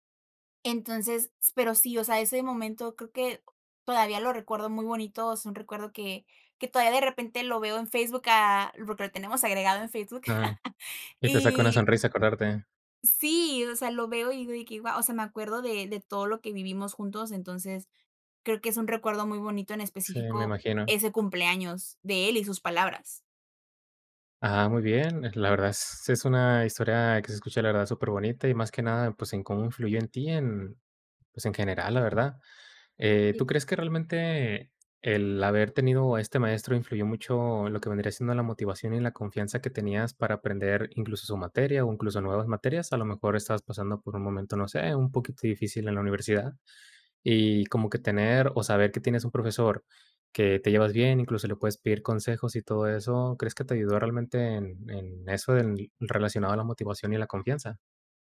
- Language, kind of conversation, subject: Spanish, podcast, ¿Qué profesor o profesora te inspiró y por qué?
- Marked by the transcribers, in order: laugh; tapping